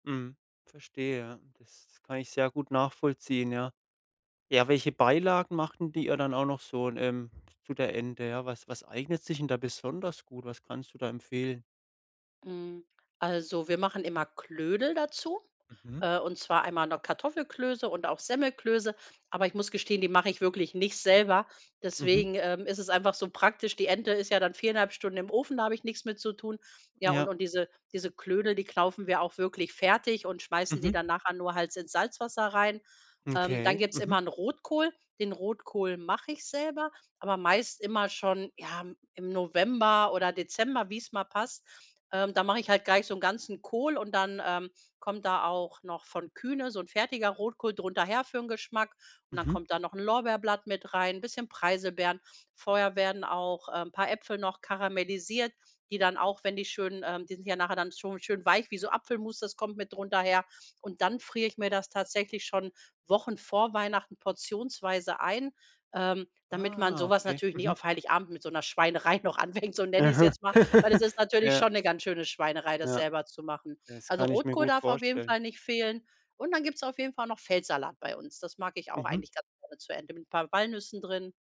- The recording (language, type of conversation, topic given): German, podcast, Welches Gericht verbindet ihr mit Feiertagen oder Festen?
- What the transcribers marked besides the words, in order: other background noise; "Knödel" said as "Klödel"; "Knödel" said as "Klödel"; drawn out: "Ah"; laughing while speaking: "noch anfängt"; giggle